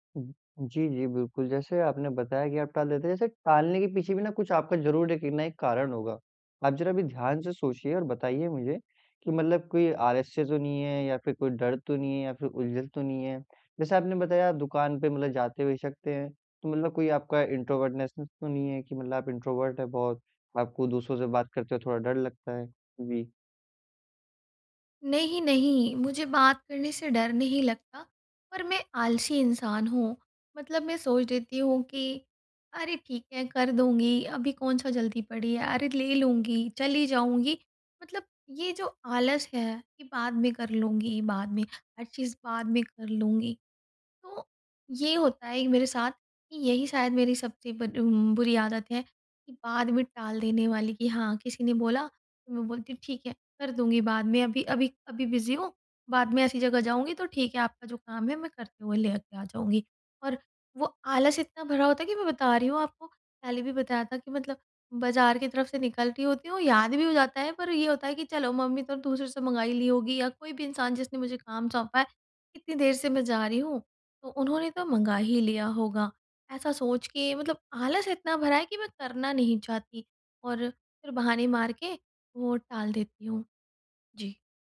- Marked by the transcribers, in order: in English: "इंट्रोवर्टनेसनेस"; "इंट्रोवर्टनेस" said as "इंट्रोवर्टनेसनेस"; in English: "इंट्रोवर्ट"; in English: "बिज़ी"
- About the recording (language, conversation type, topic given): Hindi, advice, मैं टालमटोल की आदत कैसे छोड़ूँ?